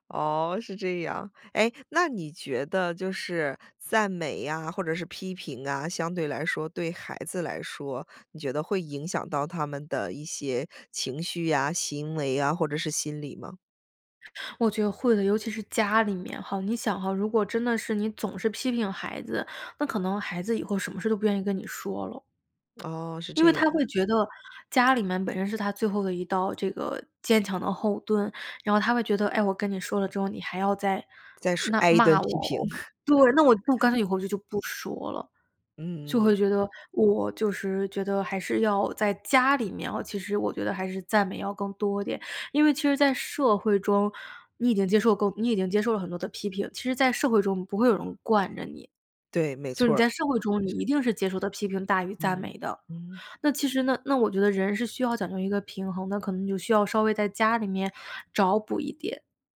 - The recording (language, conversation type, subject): Chinese, podcast, 你家里平时是赞美多还是批评多？
- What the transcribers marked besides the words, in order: other background noise; chuckle